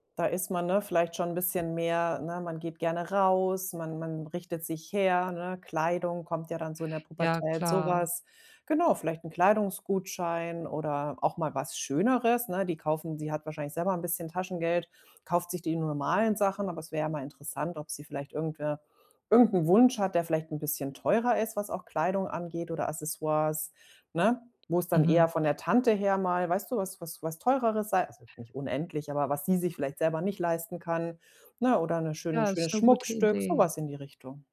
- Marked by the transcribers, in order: other background noise
- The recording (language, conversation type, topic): German, advice, Wie finde ich passende Geschenke für verschiedene Anlässe?